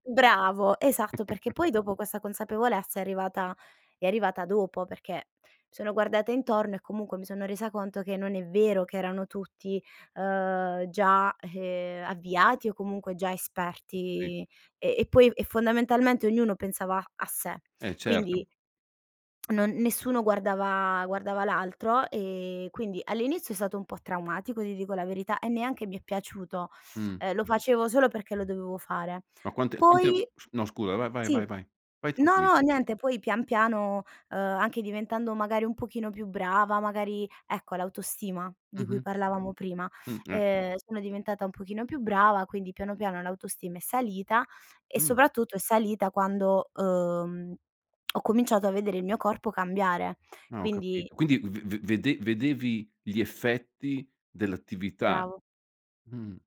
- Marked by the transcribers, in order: chuckle; tapping
- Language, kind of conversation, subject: Italian, podcast, Qual è il tuo hobby preferito e come ci sei arrivato?